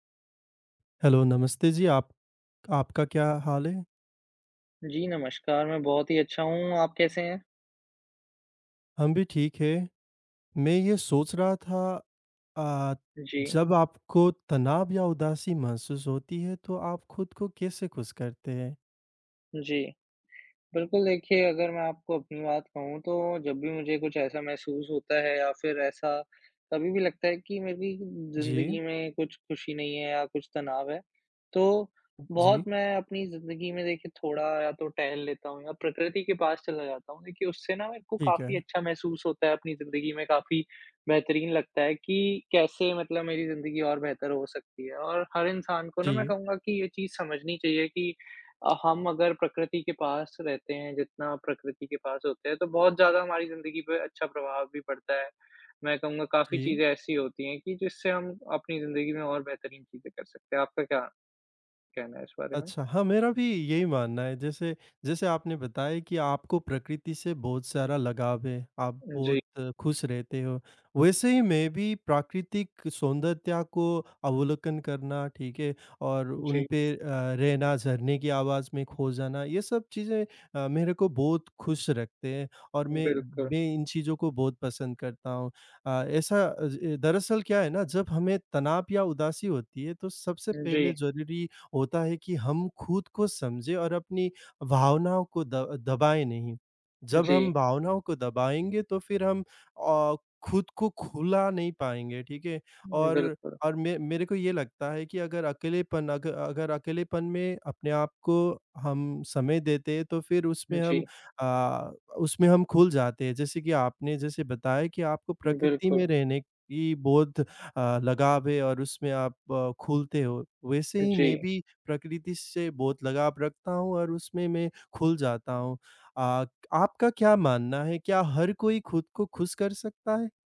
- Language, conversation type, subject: Hindi, unstructured, खुशी पाने के लिए आप क्या करते हैं?
- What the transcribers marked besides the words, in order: in English: "हेलो"